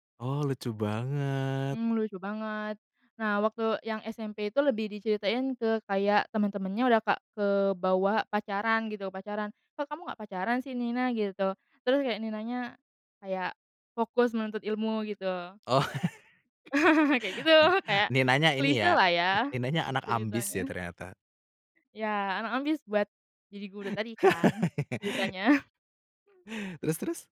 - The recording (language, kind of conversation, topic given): Indonesian, podcast, Kamu punya kenangan sekolah apa yang sampai sekarang masih kamu ingat?
- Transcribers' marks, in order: laugh; laugh; chuckle